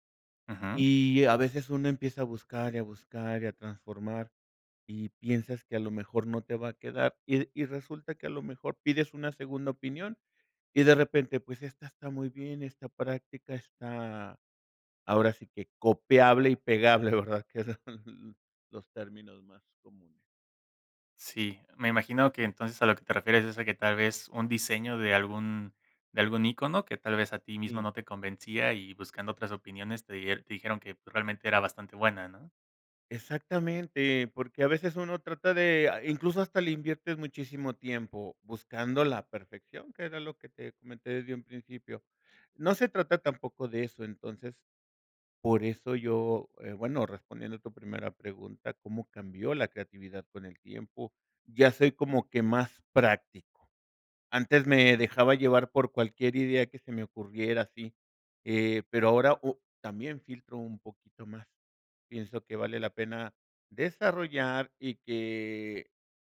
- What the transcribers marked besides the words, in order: laughing while speaking: "¿verdad?, que son"; other background noise; other noise
- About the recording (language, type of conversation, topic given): Spanish, podcast, ¿Cómo ha cambiado tu creatividad con el tiempo?